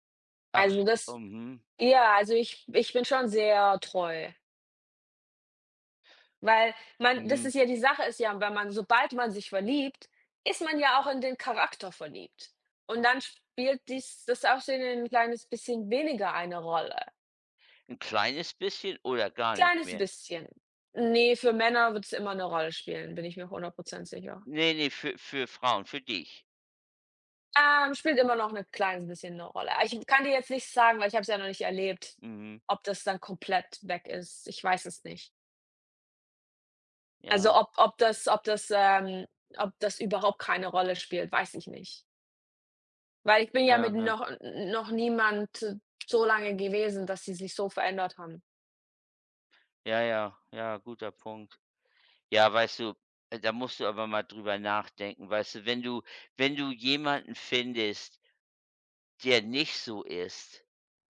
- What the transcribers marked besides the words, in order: other background noise
- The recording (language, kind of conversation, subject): German, unstructured, Wie entscheidest du, wofür du dein Geld ausgibst?